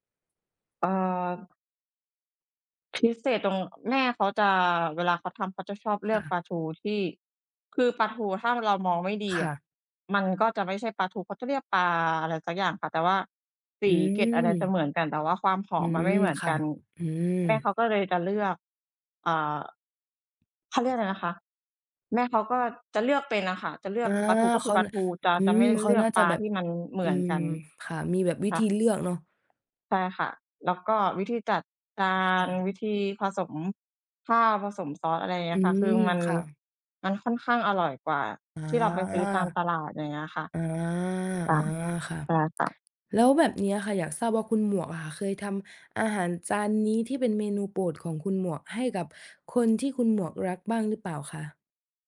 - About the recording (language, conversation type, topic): Thai, unstructured, อาหารจานไหนที่ทำให้คุณนึกถึงความทรงจำดีๆ?
- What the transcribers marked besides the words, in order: tapping; other background noise